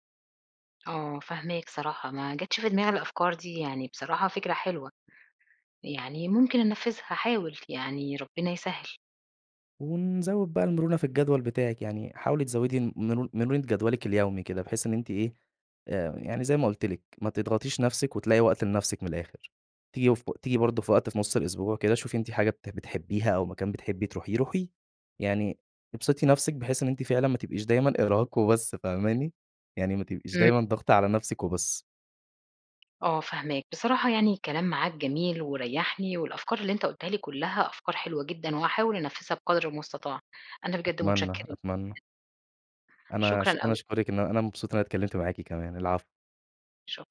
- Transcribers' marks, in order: tapping; other background noise
- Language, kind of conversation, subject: Arabic, advice, إزاي بتوصف إحساسك بالإرهاق والاحتراق الوظيفي بسبب ساعات الشغل الطويلة وضغط المهام؟
- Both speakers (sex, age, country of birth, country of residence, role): female, 40-44, Egypt, Portugal, user; male, 20-24, Egypt, Egypt, advisor